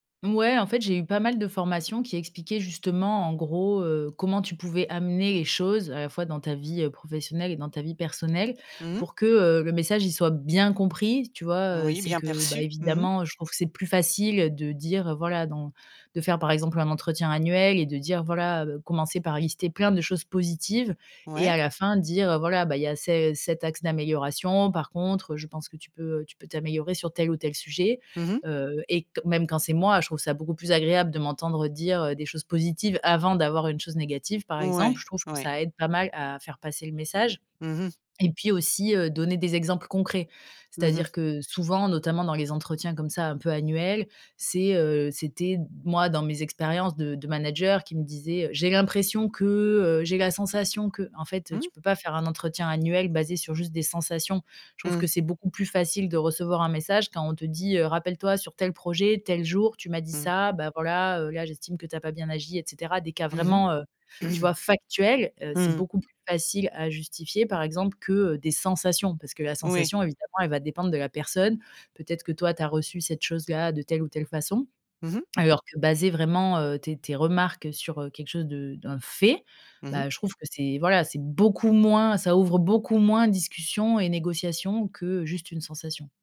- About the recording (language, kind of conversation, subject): French, podcast, Qu’est-ce qui, pour toi, fait un bon leader ?
- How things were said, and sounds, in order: stressed: "bien"; stressed: "avant"; throat clearing; stressed: "factuels"; stressed: "sensations"; stressed: "fait"; stressed: "beaucoup moins"